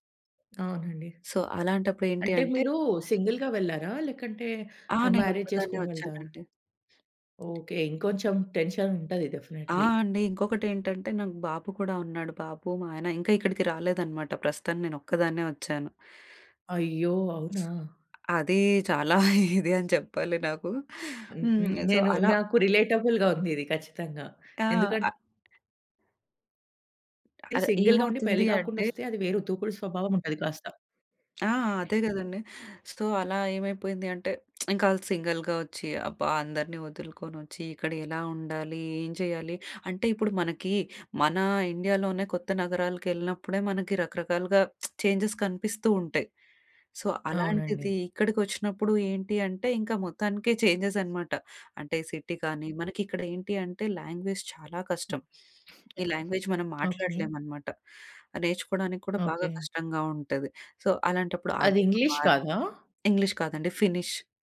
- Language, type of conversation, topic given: Telugu, podcast, ఒక నగరాన్ని సందర్శిస్తూ మీరు కొత్తదాన్ని కనుగొన్న అనుభవాన్ని కథగా చెప్పగలరా?
- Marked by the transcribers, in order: in English: "సో"; in English: "సింగిల్‌గా"; in English: "మ్యారేజ్"; in English: "టెన్షన్"; in English: "డెఫినెట్లీ"; other background noise; chuckle; in English: "సో"; in English: "రిలేటబుల్‌గా"; other noise; in English: "సింగెల్‌గా"; tapping; in English: "సో"; lip smack; in English: "సింగిల్‌గా"; lip smack; in English: "చేంజెస్"; in English: "సో"; in English: "చేంజెస్"; in English: "సిటీ"; in English: "లాంగ్వేజ్"; in English: "లాంగ్వేజ్"; in English: "సో"; unintelligible speech